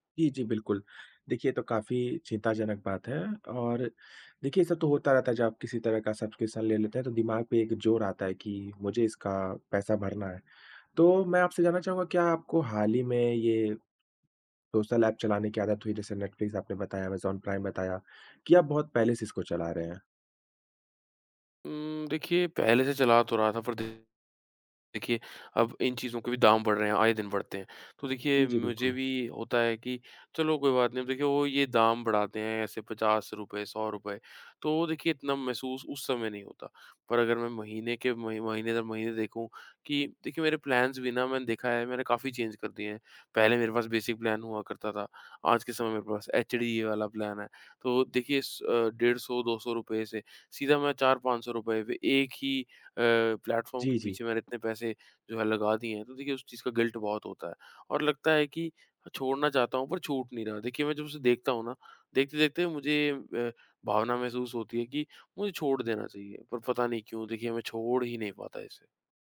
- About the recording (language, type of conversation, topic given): Hindi, advice, सब्सक्रिप्शन रद्द करने में आपको किस तरह की कठिनाई हो रही है?
- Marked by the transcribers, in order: in English: "सब्सक्रिप्शन"; other background noise; tapping; in English: "प्लान्स"; in English: "चेंज"; in English: "बेसिक प्लान"; in English: "प्लान"; in English: "प्लेटफॉर्म"; in English: "गिल्ट"